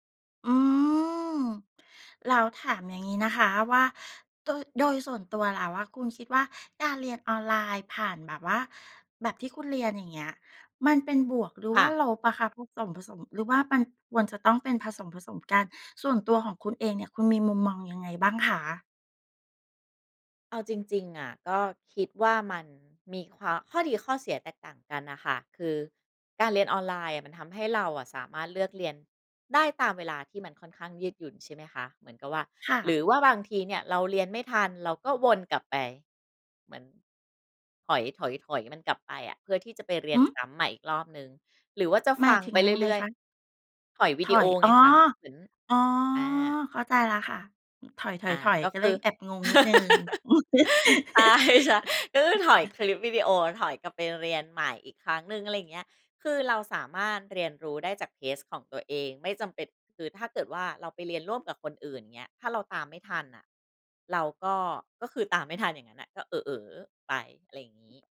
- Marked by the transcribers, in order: other noise; laugh; laughing while speaking: "ใช่"; laugh; in English: "เทสต์"
- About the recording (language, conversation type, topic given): Thai, podcast, การเรียนออนไลน์เปลี่ยนแปลงการศึกษาอย่างไรในมุมมองของคุณ?